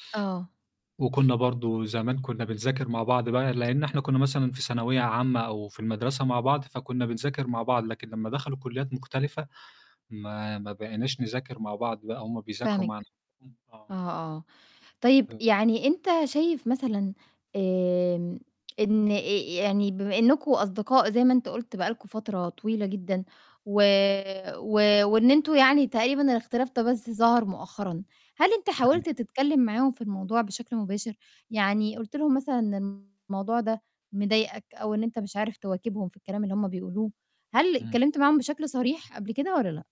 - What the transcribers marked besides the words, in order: static; unintelligible speech; distorted speech
- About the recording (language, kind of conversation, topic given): Arabic, advice, إزاي أتعامل مع التوتر اللي حصل في شلة صحابي بسبب اختلاف الاهتمامات؟